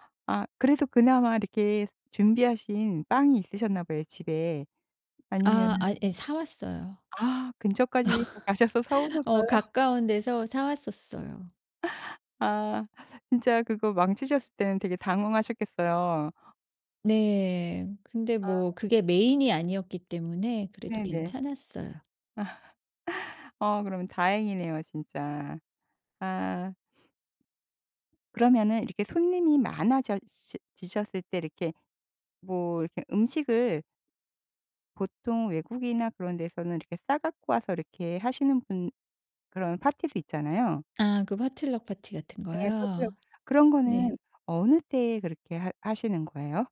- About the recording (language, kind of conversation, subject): Korean, podcast, 집들이 음식은 어떻게 준비하면 좋을까요?
- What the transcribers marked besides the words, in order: other background noise; tapping; laugh; laughing while speaking: "사오셨어요?"; laugh; in English: "potluck"; in English: "potluck"